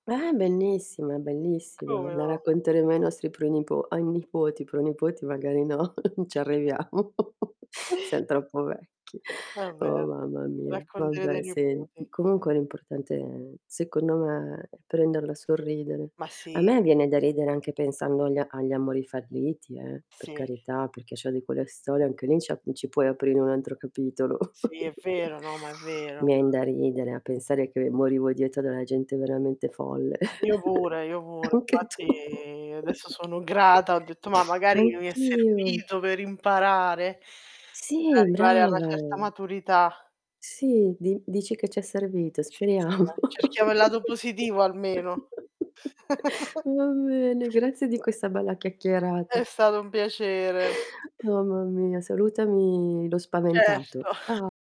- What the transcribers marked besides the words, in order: distorted speech; chuckle; laughing while speaking: "non ci arriviamo"; other background noise; unintelligible speech; chuckle; tapping; chuckle; laughing while speaking: "Anche tu"; chuckle; drawn out: "Anch'io"; laughing while speaking: "Speriamo. Va bene"; chuckle; chuckle; background speech; chuckle
- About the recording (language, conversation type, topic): Italian, unstructured, Che cosa ti fa sorridere quando pensi alla persona che ami?